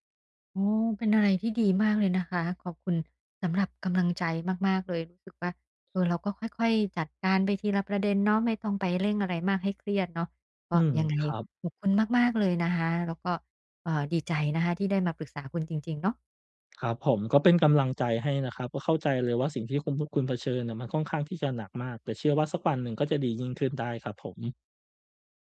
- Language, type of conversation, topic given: Thai, advice, ฉันจะยอมรับการเปลี่ยนแปลงในชีวิตอย่างมั่นใจได้อย่างไร?
- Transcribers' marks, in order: none